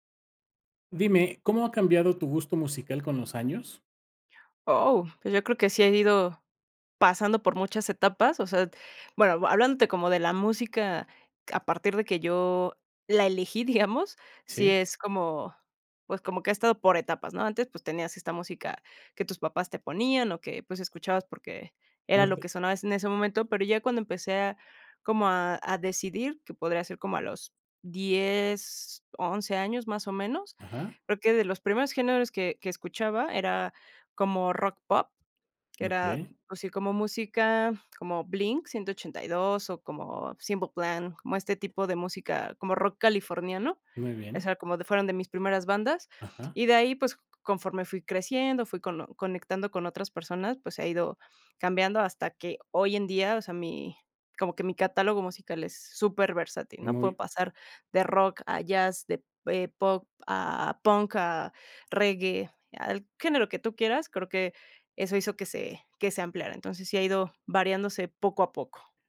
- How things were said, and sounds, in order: other background noise
- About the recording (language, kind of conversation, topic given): Spanish, podcast, ¿Cómo ha cambiado tu gusto musical con los años?